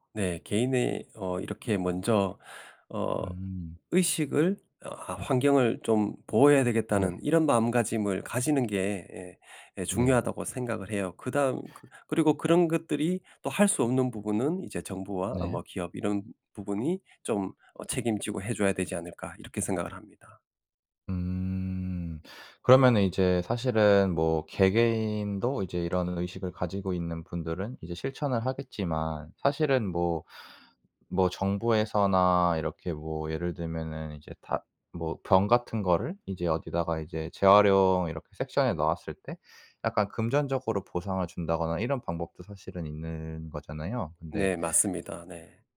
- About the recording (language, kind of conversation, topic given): Korean, podcast, 플라스틱 쓰레기 문제, 어떻게 해결할 수 있을까?
- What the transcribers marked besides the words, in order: other background noise; tapping